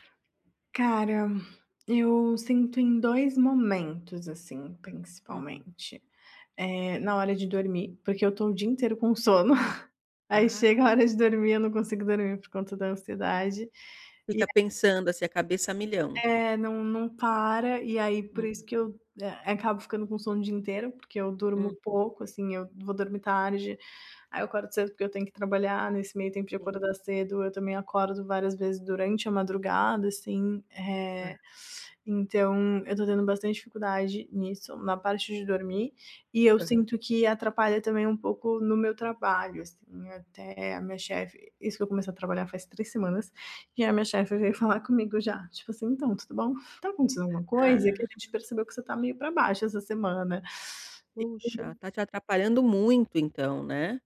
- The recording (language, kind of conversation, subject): Portuguese, advice, Como posso conviver com a ansiedade sem me culpar tanto?
- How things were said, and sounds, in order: laugh; tapping; sniff